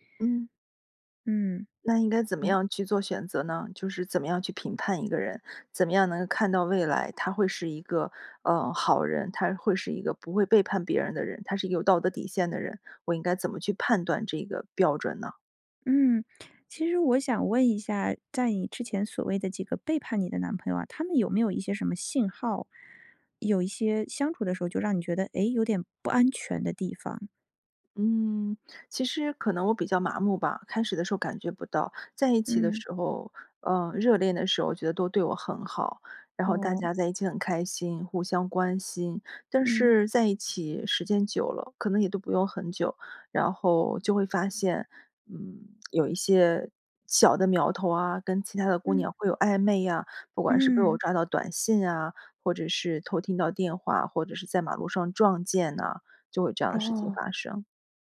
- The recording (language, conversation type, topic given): Chinese, advice, 过去恋情失败后，我为什么会害怕开始一段新关系？
- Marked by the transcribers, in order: lip smack; other background noise